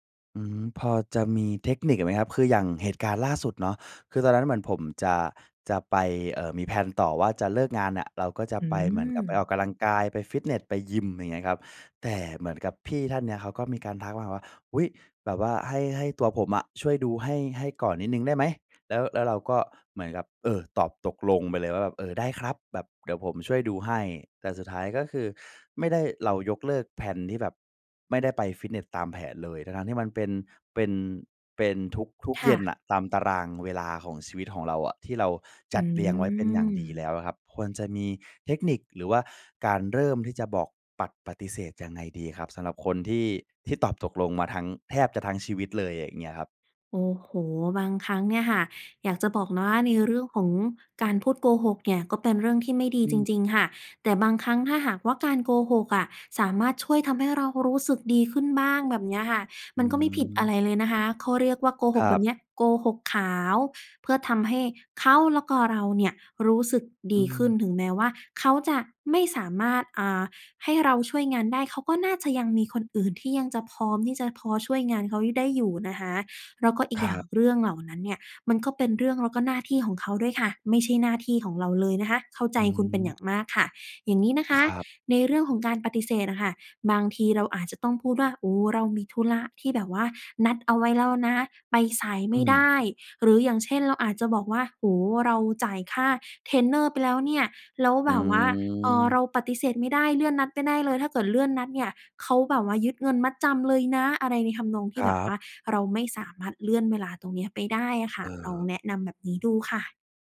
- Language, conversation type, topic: Thai, advice, คุณมักตอบตกลงทุกคำขอจนตารางแน่นเกินไปหรือไม่?
- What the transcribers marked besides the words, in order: in English: "แพลน"; "กำลังกาย" said as "กะลังกาย"; in English: "แพลน"; tapping